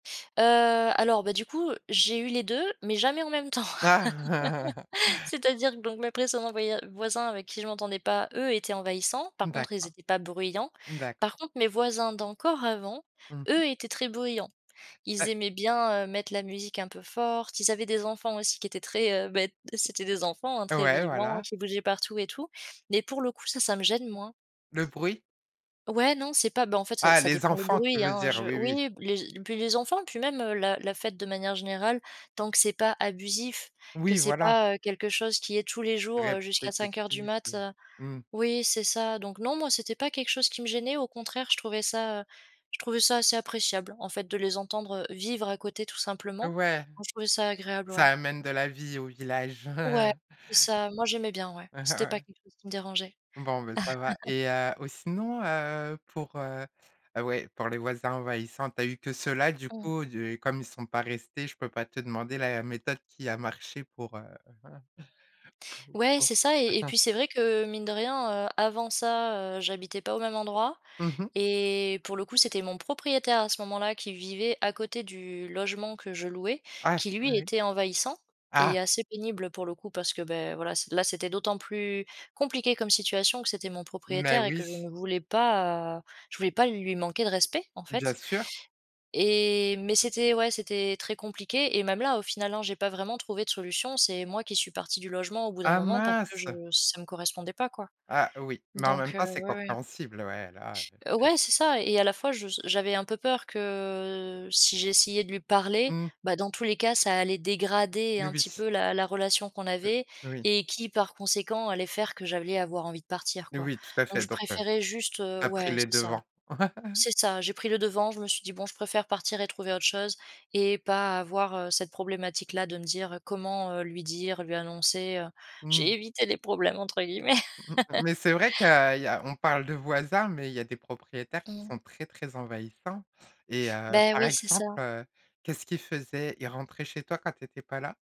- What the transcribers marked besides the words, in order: laughing while speaking: "jamais en même temps"; chuckle; stressed: "bruyants"; chuckle; laughing while speaking: "Ouais"; laugh; chuckle; stressed: "Ah mince"; stressed: "parler"; stressed: "dégrader"; chuckle; laughing while speaking: "entre guillemets"
- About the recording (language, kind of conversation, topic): French, podcast, Quelles sont, selon toi, les qualités d’un bon voisin ?